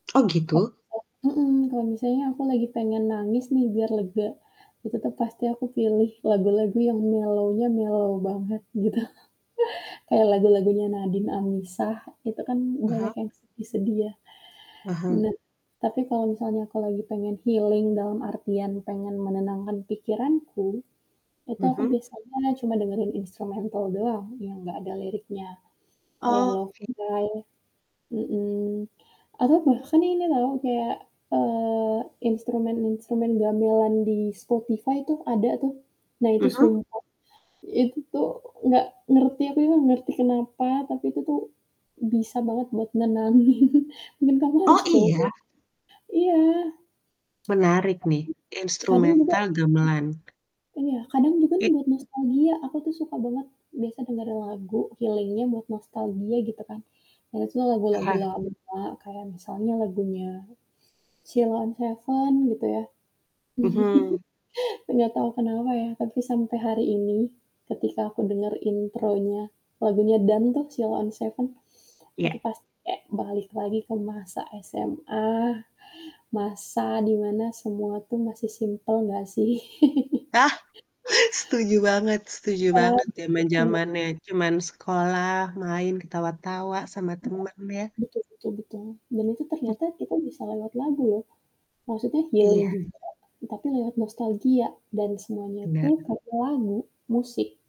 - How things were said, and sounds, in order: static; unintelligible speech; in English: "mellow-nya mellow"; laughing while speaking: "gitu"; distorted speech; in English: "healing"; laughing while speaking: "nenangin"; other background noise; other noise; in English: "healing-nya"; chuckle; chuckle; in English: "healing"
- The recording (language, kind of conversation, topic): Indonesian, podcast, Pernahkah kamu menggunakan musik untuk menenangkan diri?
- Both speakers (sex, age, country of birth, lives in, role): female, 20-24, Indonesia, Indonesia, guest; female, 35-39, Indonesia, Indonesia, host